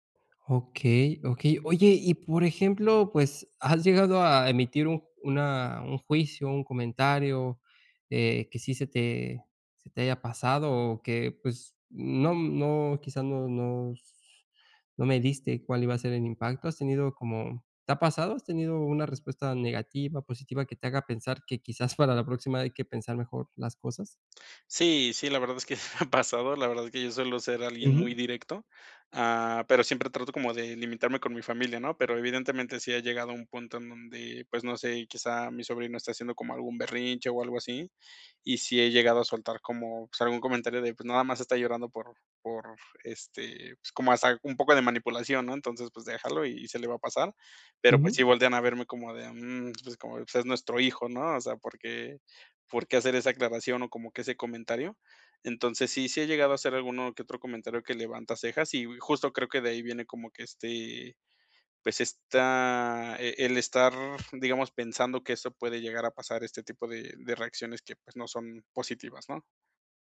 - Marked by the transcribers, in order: laughing while speaking: "que me"
- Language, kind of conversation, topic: Spanish, advice, ¿Cómo puedo expresar lo que pienso sin generar conflictos en reuniones familiares?